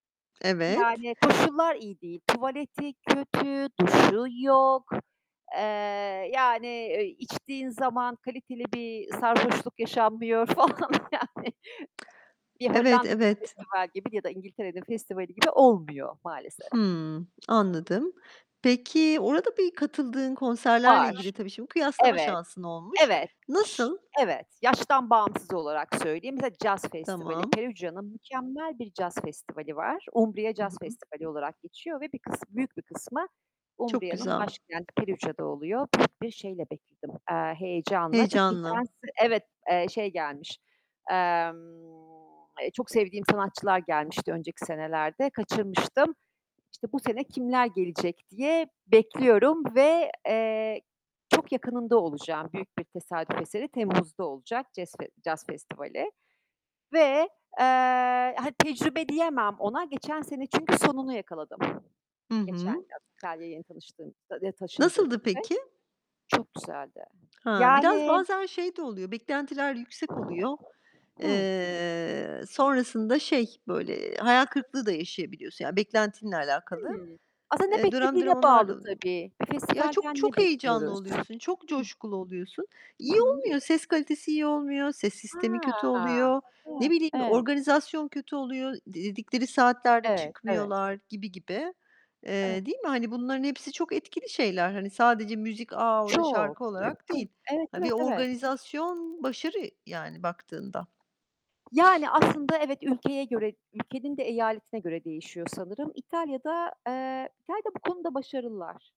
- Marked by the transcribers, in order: distorted speech; laughing while speaking: "falan. Yani"; other background noise; other noise; tapping; unintelligible speech; unintelligible speech; unintelligible speech; sniff
- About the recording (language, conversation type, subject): Turkish, unstructured, Müzik festivalleri neden bu kadar seviliyor?